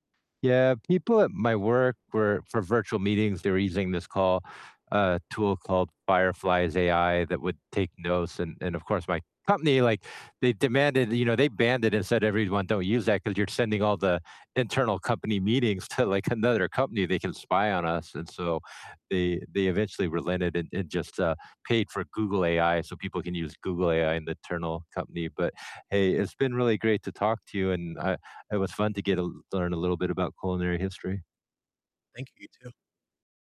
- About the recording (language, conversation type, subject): English, unstructured, How do you think technology changes the way we learn?
- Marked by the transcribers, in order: distorted speech